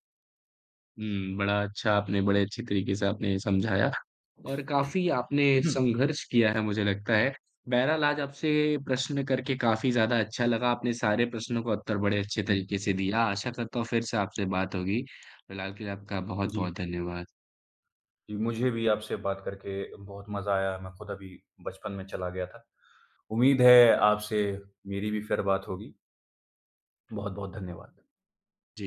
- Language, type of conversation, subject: Hindi, podcast, बचपन में आप क्या बनना चाहते थे और क्यों?
- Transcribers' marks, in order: cough; throat clearing; other noise; tapping